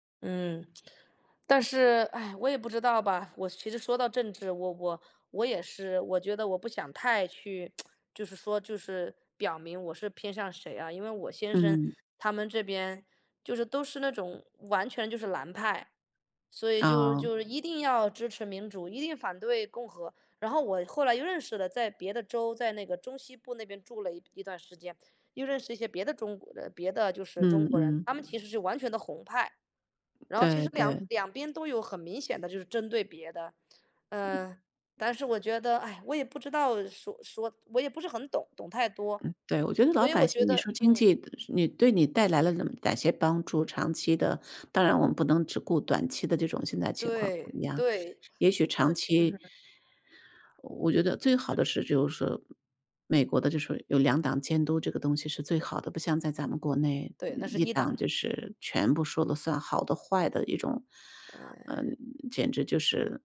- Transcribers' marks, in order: tsk; other background noise; tapping; inhale
- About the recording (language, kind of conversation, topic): Chinese, unstructured, 最近的经济变化对普通人的生活有哪些影响？